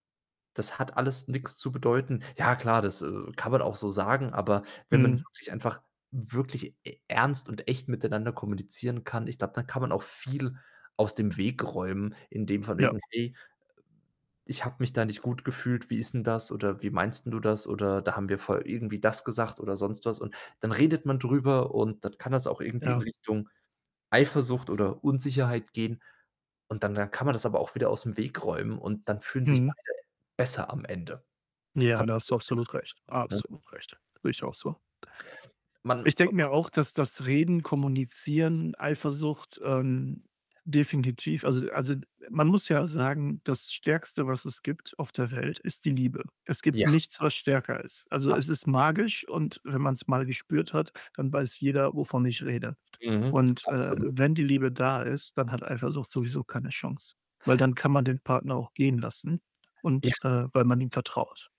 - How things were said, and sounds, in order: distorted speech; other background noise; static
- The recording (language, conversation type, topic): German, unstructured, Wie gehst du mit Eifersucht in einer Partnerschaft um?